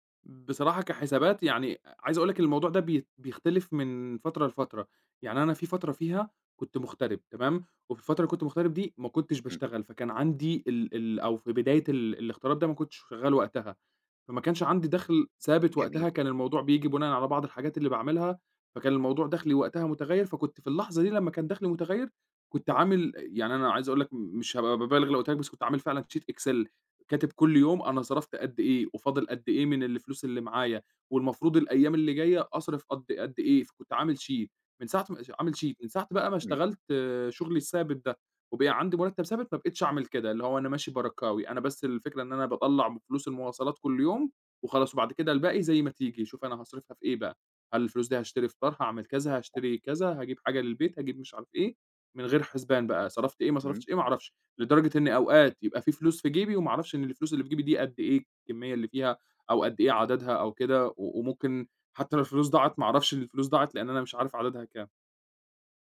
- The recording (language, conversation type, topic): Arabic, advice, إزاي ألتزم بالميزانية الشهرية من غير ما أغلط؟
- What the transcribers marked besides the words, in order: in English: "sheet excel"; in English: "sheet"; in English: "sheet"; tapping